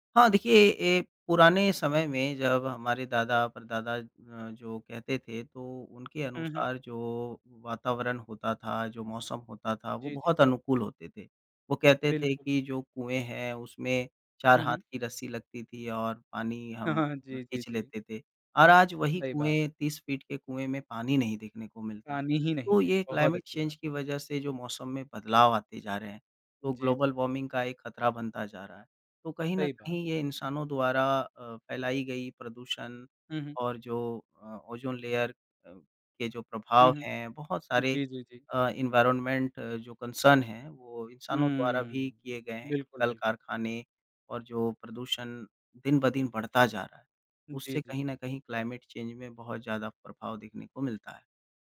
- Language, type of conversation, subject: Hindi, podcast, मानसून आते ही आपकी दिनचर्या में क्या बदलाव आता है?
- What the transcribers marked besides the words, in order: laugh; in English: "क्लाइमेट चेंज"; in English: "ग्लोबल वार्मिंग"; in English: "लेयर"; in English: "एनवायरनमेंट"; in English: "कंसर्न"; in English: "क्लाइमेट चेंज़"